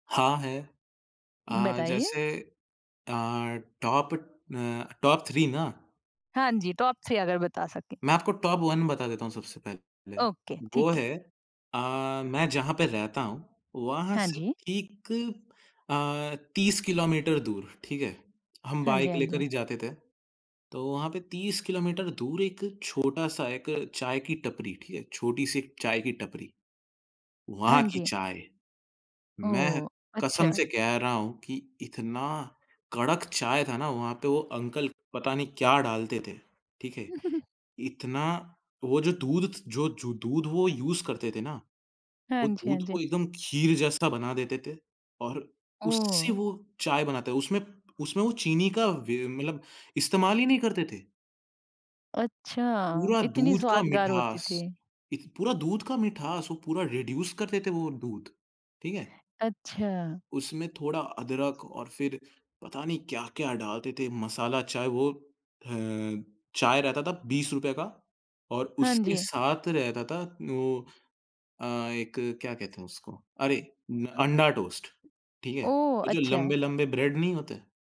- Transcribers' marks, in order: in English: "टॉप"; in English: "टॉप थ्री"; in English: "टॉप थ्री"; in English: "टॉप वन"; in English: "ओके"; tapping; in English: "अंकल"; chuckle; in English: "यूज़"; in English: "रिड्यूस"; in English: "ब्रेड"
- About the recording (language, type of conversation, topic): Hindi, podcast, सफ़र के दौरान आपने सबसे अच्छा खाना कहाँ खाया?